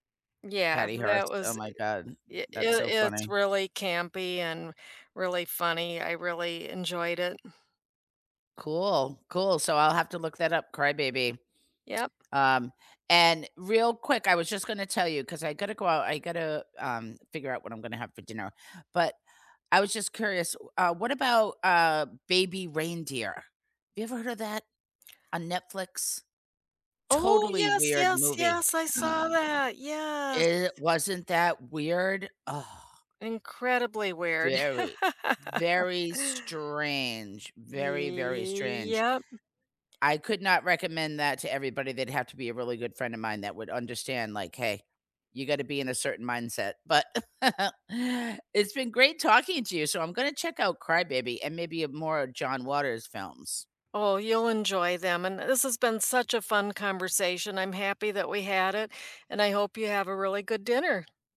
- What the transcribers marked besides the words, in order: gasp; tapping; other background noise; laugh; drawn out: "Yep"; laugh
- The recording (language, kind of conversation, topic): English, unstructured, What overlooked movie gems would you recommend to everyone, and why are they personally unforgettable to you?
- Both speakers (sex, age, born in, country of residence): female, 60-64, United States, United States; female, 65-69, United States, United States